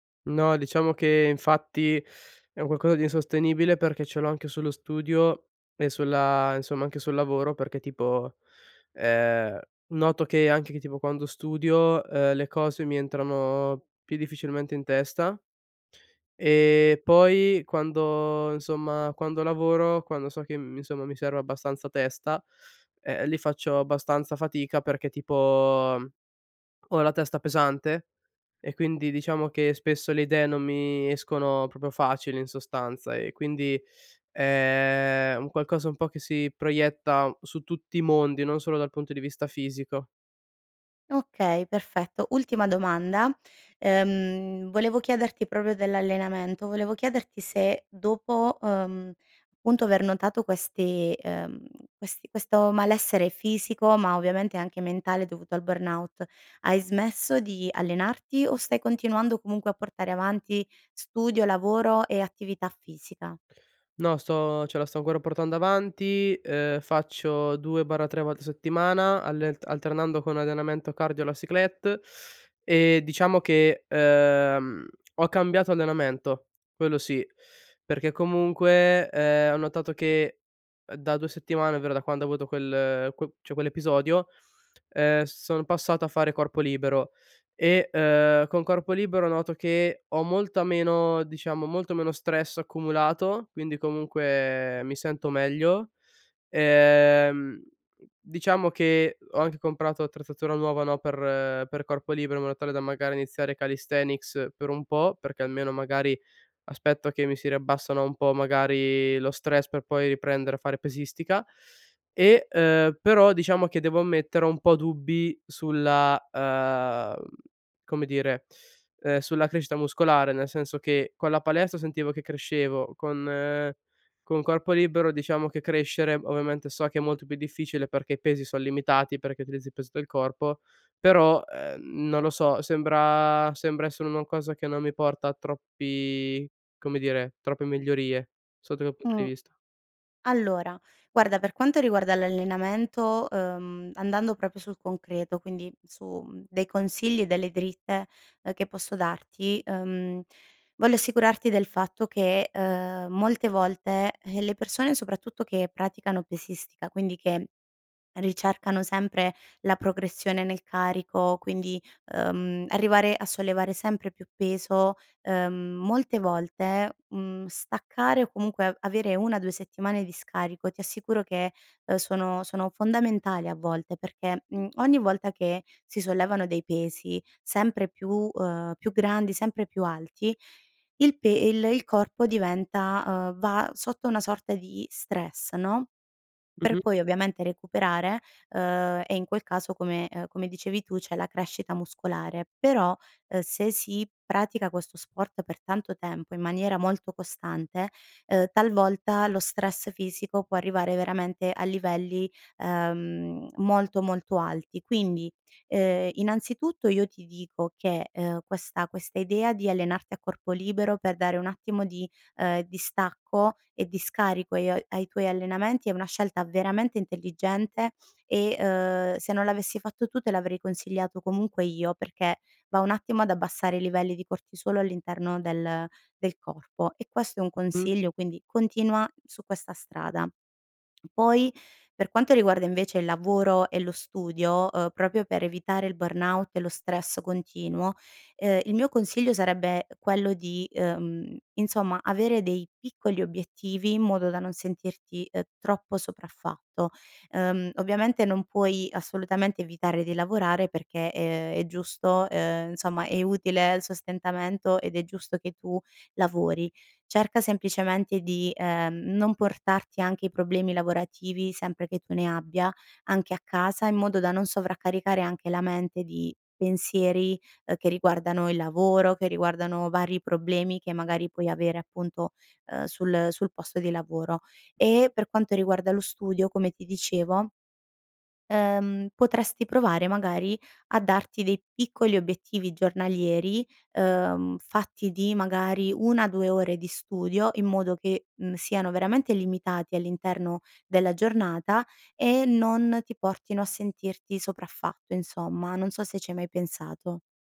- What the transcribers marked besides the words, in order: "cioè" said as "ceh"; "ancora" said as "angora"; "cioè" said as "ceh"
- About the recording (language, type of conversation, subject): Italian, advice, Come posso riconoscere il burnout e capire quali sono i primi passi per recuperare?